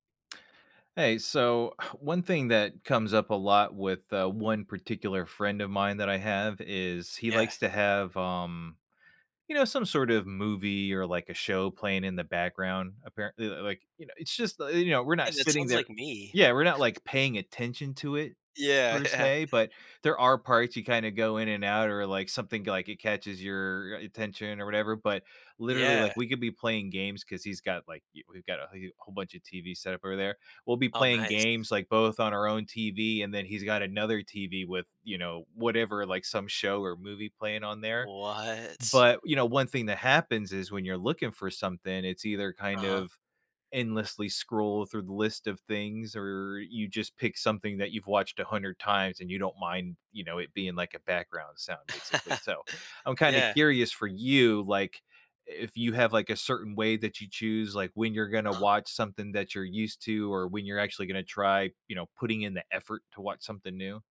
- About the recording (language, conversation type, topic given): English, unstructured, How do I balance watching a comfort favorite and trying something new?
- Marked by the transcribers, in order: scoff; chuckle; laughing while speaking: "yeah"; drawn out: "What?"; laugh